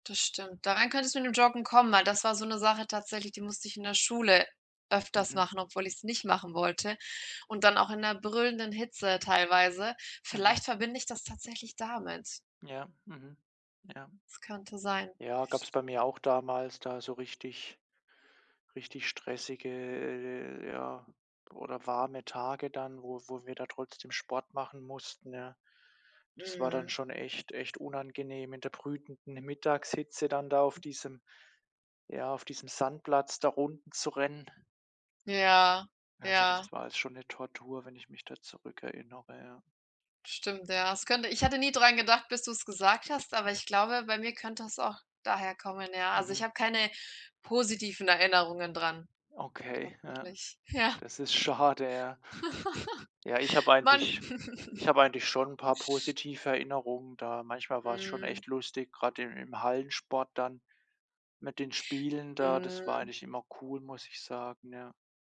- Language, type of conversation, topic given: German, unstructured, Warum empfinden manche Menschen Sport als lästig statt als Spaß?
- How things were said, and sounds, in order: tapping; other background noise; laughing while speaking: "schade"; chuckle